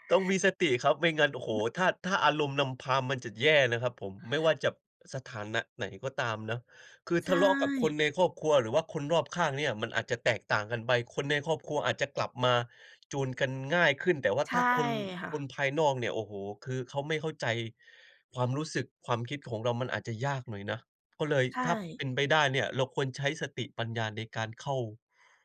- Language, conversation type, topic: Thai, unstructured, เวลาทะเลาะกับคนในครอบครัว คุณทำอย่างไรให้ใจเย็นลง?
- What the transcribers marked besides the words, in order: other noise